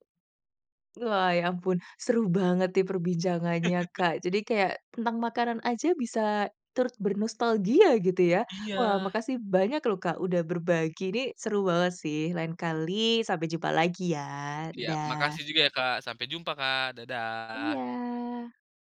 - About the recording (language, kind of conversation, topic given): Indonesian, podcast, Jajanan sekolah apa yang paling kamu rindukan sekarang?
- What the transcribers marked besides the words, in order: tapping; laugh; drawn out: "Iya"